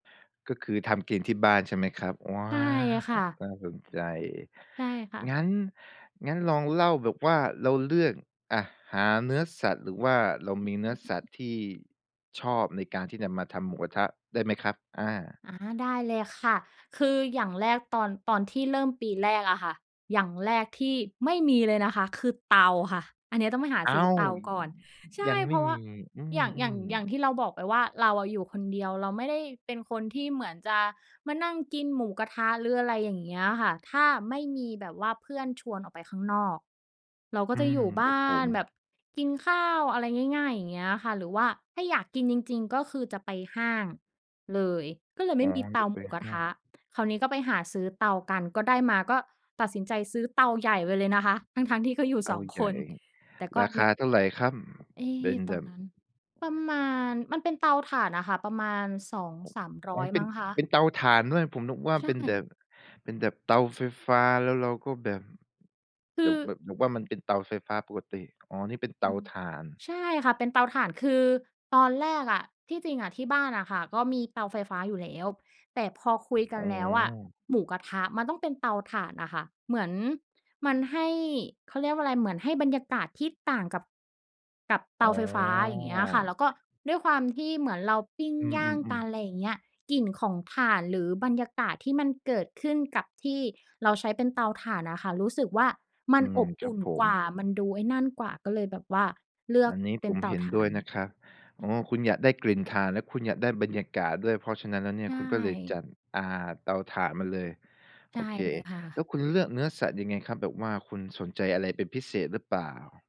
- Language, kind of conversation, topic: Thai, podcast, คุณมีเมนูตามประเพณีอะไรที่ทำเป็นประจำทุกปี และทำไมถึงทำเมนูนั้น?
- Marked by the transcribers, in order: other noise; tapping; other background noise